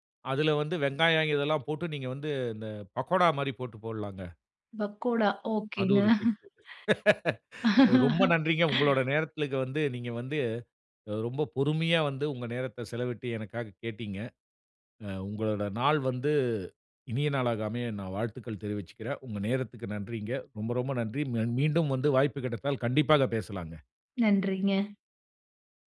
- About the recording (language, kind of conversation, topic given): Tamil, podcast, மிச்சமான உணவை புதிதுபோல் சுவையாக மாற்றுவது எப்படி?
- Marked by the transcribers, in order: laugh; laughing while speaking: "ஓகேங்க"